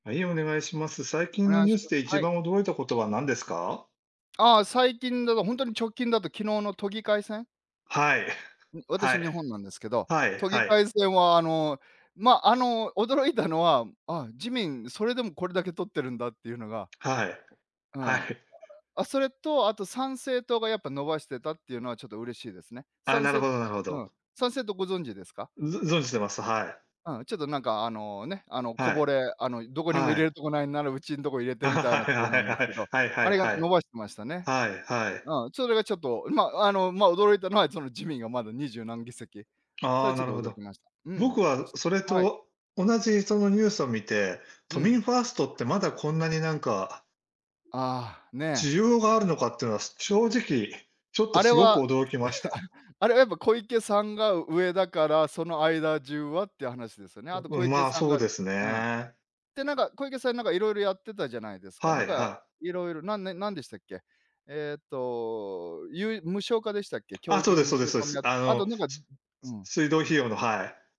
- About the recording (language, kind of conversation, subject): Japanese, unstructured, 最近のニュースでいちばん驚いたことは何ですか？
- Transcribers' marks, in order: chuckle; laughing while speaking: "驚いたのは"; laughing while speaking: "はい"; other noise; other background noise; chuckle; laughing while speaking: "はい、あへ あへ"; unintelligible speech; chuckle